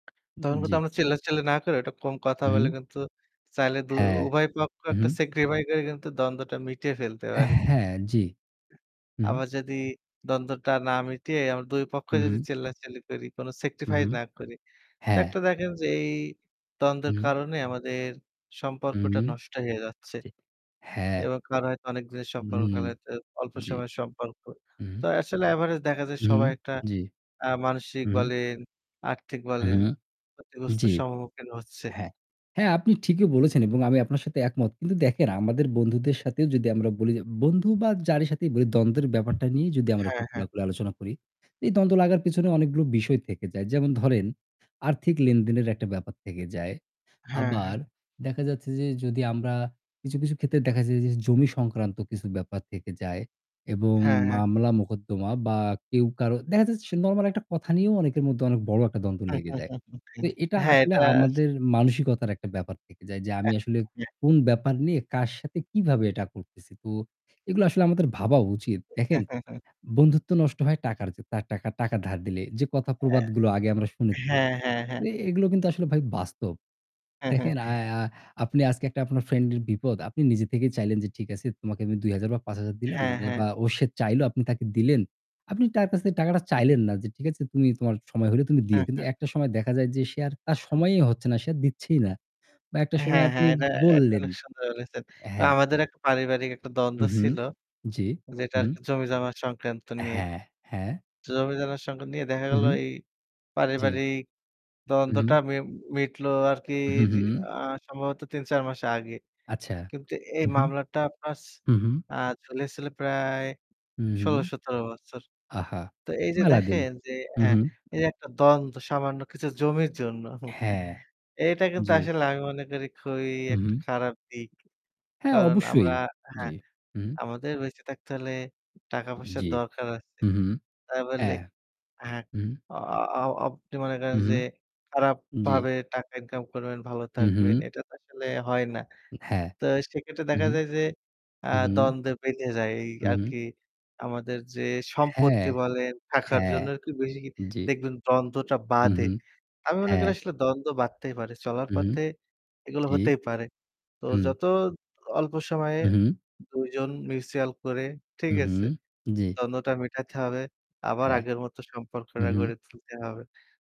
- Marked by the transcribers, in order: tapping; static; "একটু" said as "এটু"; "sacrifice" said as "সেক্রিফাই"; chuckle; other background noise; unintelligible speech; chuckle; chuckle; unintelligible speech; scoff; "আপনি" said as "অপ্নি"; "টাকার" said as "থাকার"
- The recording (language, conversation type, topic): Bengali, unstructured, দ্বন্দ্ব মেটানোর জন্য কোন পদ্ধতি সবচেয়ে কার্যকর?